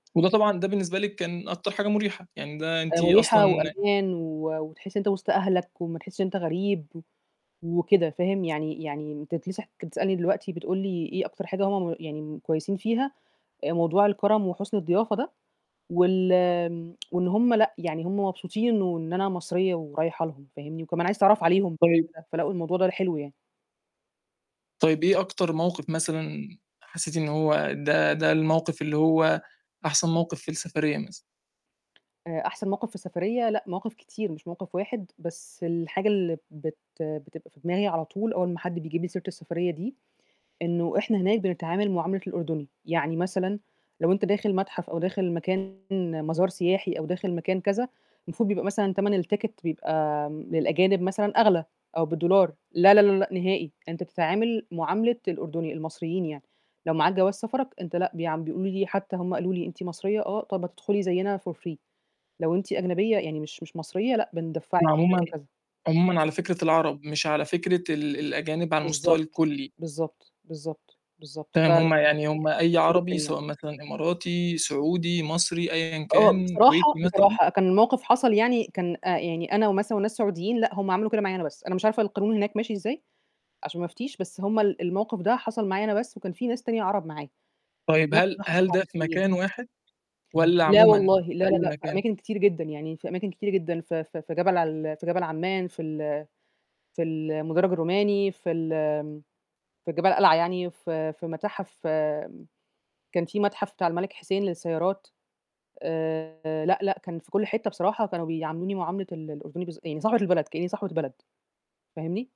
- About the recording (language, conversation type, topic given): Arabic, podcast, إزاي بتتعرف على ناس جديدة وإنت مسافر؟
- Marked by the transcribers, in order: tapping; static; distorted speech; other noise; in English: "التيكت"; in English: "for free"; unintelligible speech